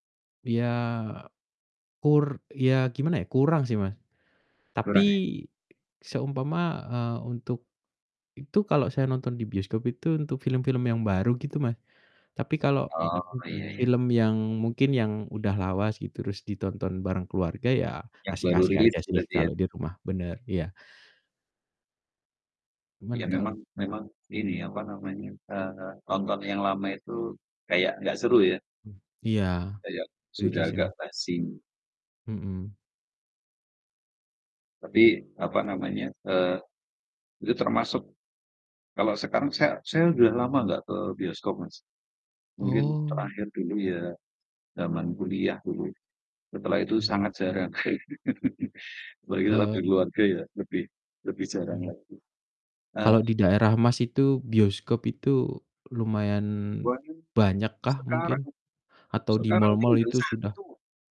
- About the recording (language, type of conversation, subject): Indonesian, unstructured, Mana yang lebih Anda sukai dan mengapa: membaca buku atau menonton film?
- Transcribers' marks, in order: distorted speech; other background noise; chuckle